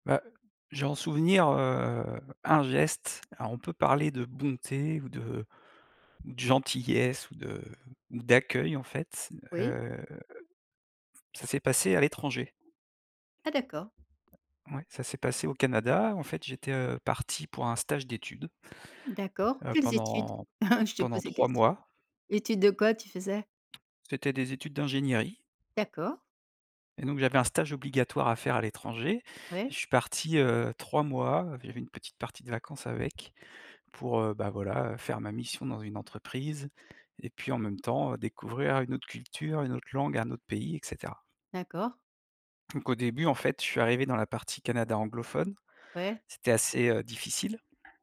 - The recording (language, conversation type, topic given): French, podcast, Quel geste de bonté t’a vraiment marqué ?
- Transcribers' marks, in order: drawn out: "heu"; other background noise; tapping; chuckle